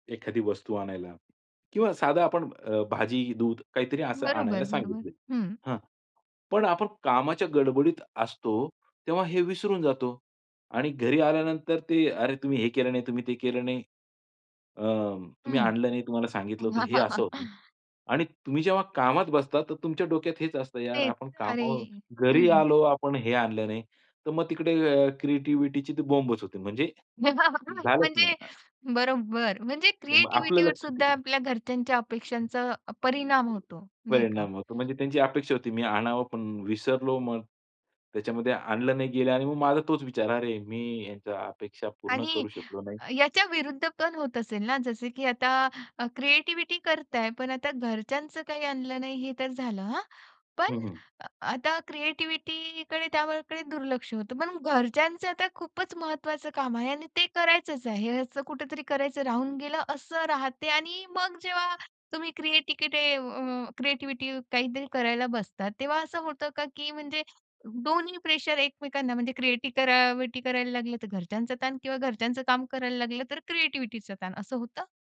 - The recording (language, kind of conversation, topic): Marathi, podcast, जर सर्जनशीलतेचा अडथळा आला, तर तुम्ही काय कराल?
- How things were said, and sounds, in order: tapping; unintelligible speech; other background noise; chuckle; chuckle; other noise; unintelligible speech; "क्रिएटिव्हिटीकडे" said as "क्रिएटिकडे"; "क्रिएटिव्हिटी" said as "क्रिएटि"